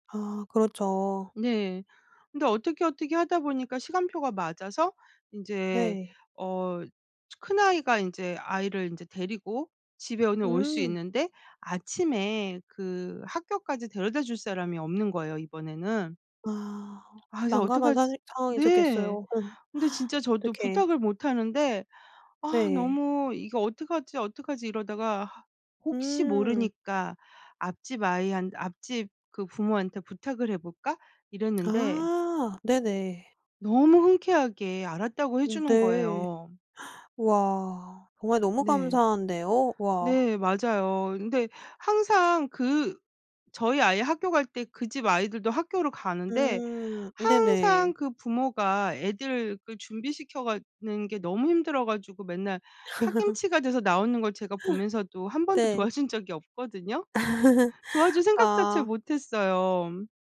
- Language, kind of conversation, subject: Korean, podcast, 동네에서 겪은 뜻밖의 친절 얘기 있어?
- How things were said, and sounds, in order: other noise; other background noise; tapping; gasp; gasp; laugh; laughing while speaking: "도와준"; laugh